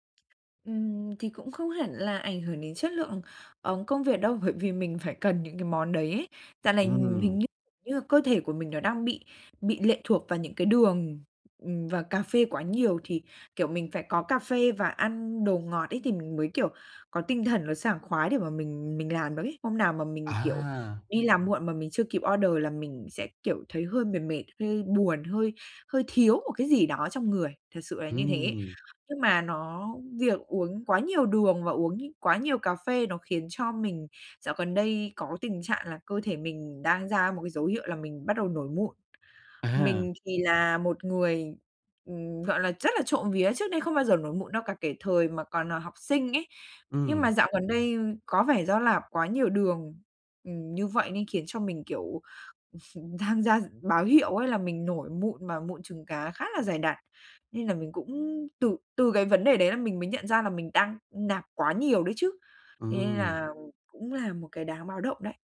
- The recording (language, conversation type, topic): Vietnamese, advice, Làm sao để giảm tiêu thụ caffeine và đường hàng ngày?
- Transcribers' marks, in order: tapping; laughing while speaking: "bởi vì mình phải"; other background noise; in English: "order"; chuckle; laughing while speaking: "tham gia"